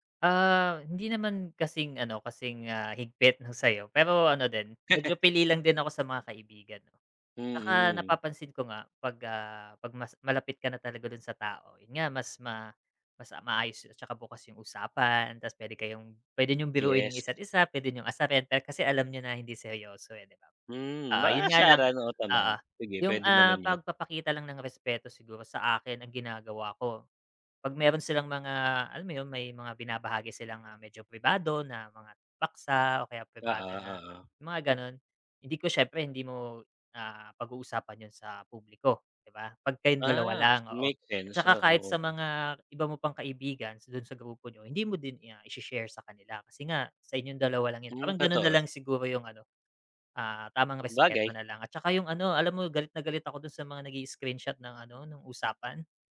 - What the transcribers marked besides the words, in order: chuckle; other background noise; tapping
- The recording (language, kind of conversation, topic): Filipino, unstructured, Paano mo ipinapakita ang respeto sa ibang tao?